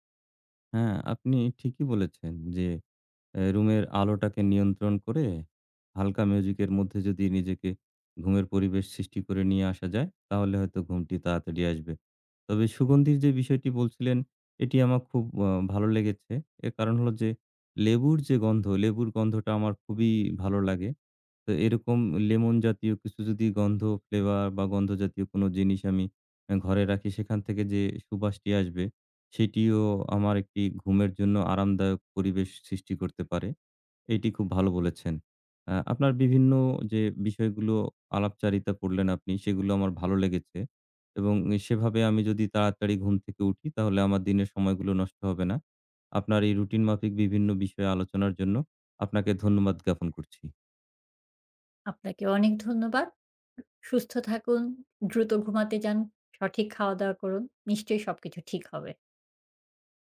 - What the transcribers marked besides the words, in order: none
- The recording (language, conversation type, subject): Bengali, advice, নিয়মিত দেরিতে ওঠার কারণে কি আপনার দিনের অনেকটা সময় নষ্ট হয়ে যায়?